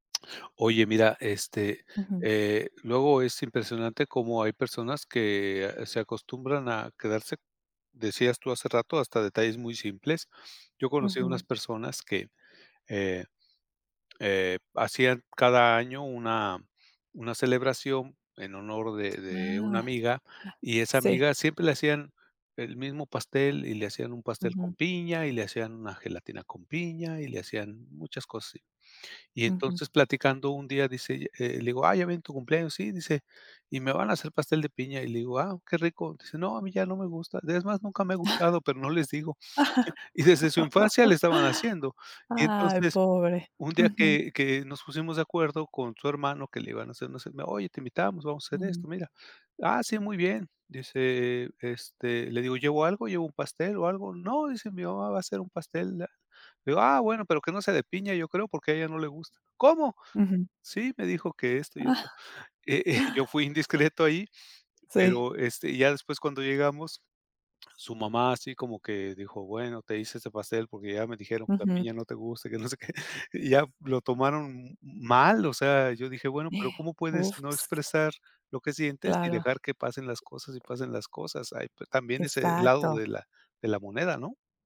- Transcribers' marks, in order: laughing while speaking: "Y desde"; chuckle; laugh; chuckle; laughing while speaking: "eh, yo"; laughing while speaking: "sé qué"; gasp; other background noise
- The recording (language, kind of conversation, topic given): Spanish, podcast, Qué haces cuando alguien reacciona mal a tu sinceridad